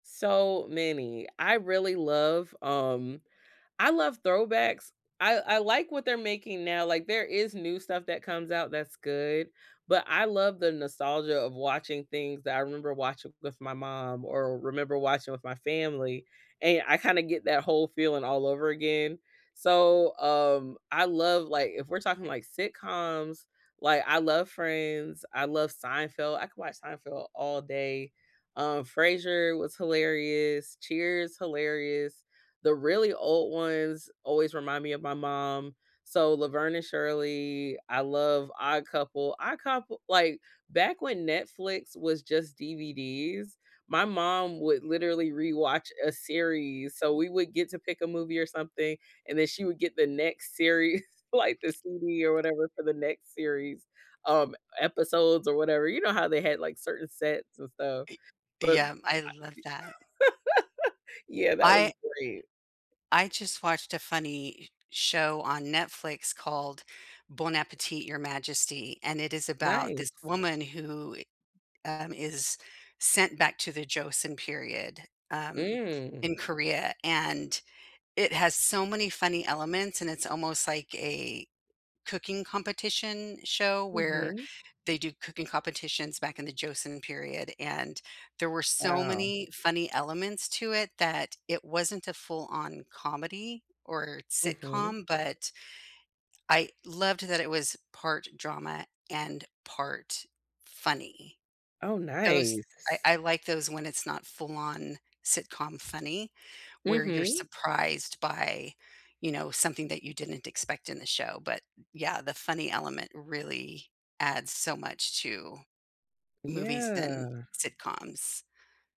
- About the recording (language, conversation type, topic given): English, unstructured, How does watching a funny show change your mood?
- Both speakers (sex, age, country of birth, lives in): female, 35-39, United States, United States; female, 60-64, United States, United States
- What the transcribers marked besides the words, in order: laughing while speaking: "series, like"; chuckle; tapping; drawn out: "Yeah"